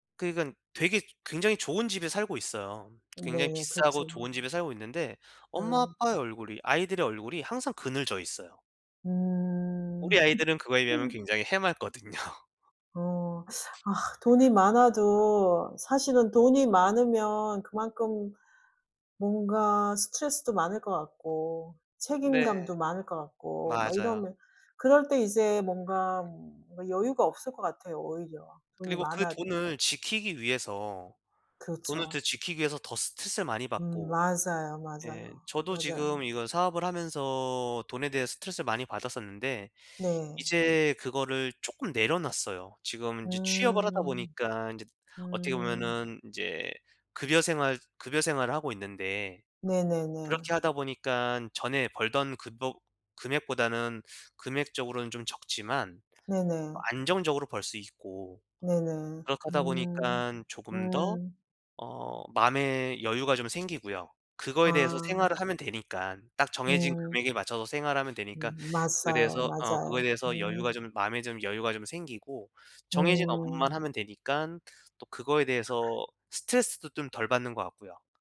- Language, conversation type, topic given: Korean, unstructured, 돈이 행복을 결정한다고 생각하시나요?
- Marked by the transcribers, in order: tapping; other background noise; background speech; laugh; laughing while speaking: "해맑거든요"